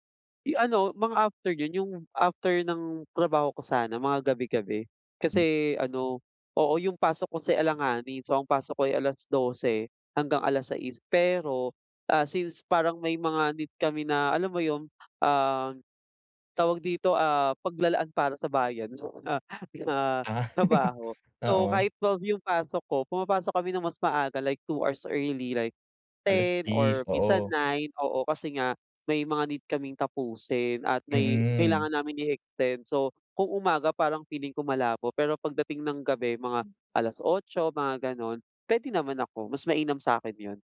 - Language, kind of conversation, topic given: Filipino, advice, Paano ako makakabuo ng maliit at tuloy-tuloy na rutin sa pag-eehersisyo?
- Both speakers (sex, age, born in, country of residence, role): male, 25-29, Philippines, Philippines, advisor; male, 25-29, Philippines, Philippines, user
- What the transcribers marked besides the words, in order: other background noise; chuckle